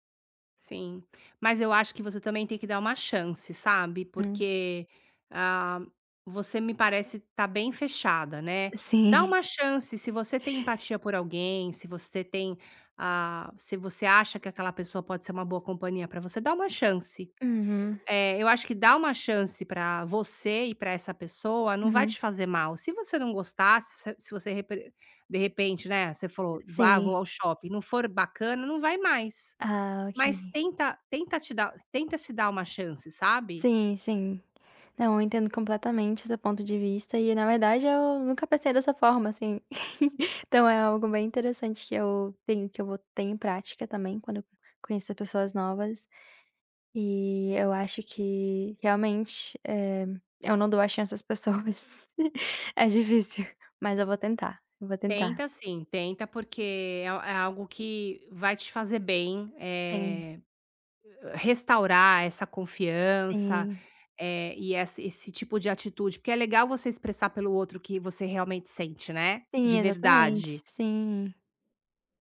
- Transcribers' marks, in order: laughing while speaking: "Sim"; tapping; chuckle; laughing while speaking: "pessoas, é difícil"
- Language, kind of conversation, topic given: Portuguese, advice, Como posso começar a expressar emoções autênticas pela escrita ou pela arte?
- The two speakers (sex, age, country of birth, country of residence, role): female, 20-24, Brazil, United States, user; female, 50-54, Brazil, United States, advisor